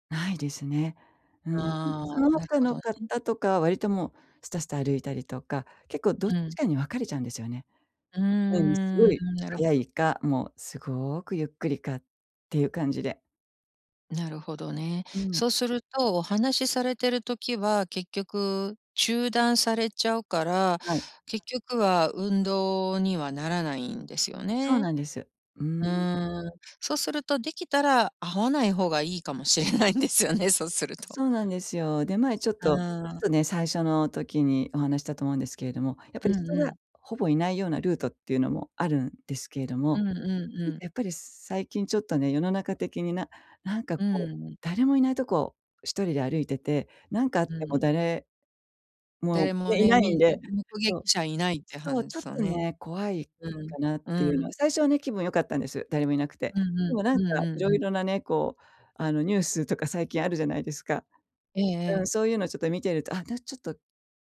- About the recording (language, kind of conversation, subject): Japanese, advice, 周りの目が気になって運動を始められないとき、どうすれば不安を減らせますか？
- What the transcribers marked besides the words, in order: laughing while speaking: "しれないんですよね。そうすると"; unintelligible speech